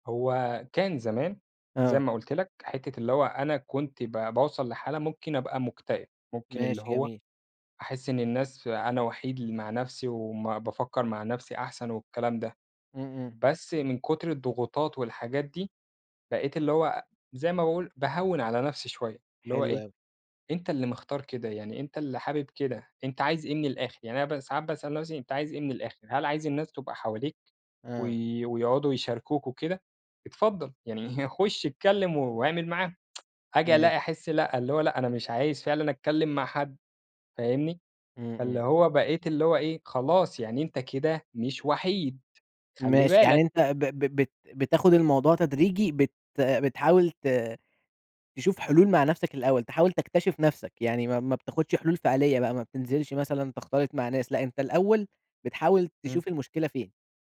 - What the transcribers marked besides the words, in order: chuckle; tsk
- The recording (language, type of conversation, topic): Arabic, podcast, ايه الحاجات الصغيرة اللي بتخفّف عليك إحساس الوحدة؟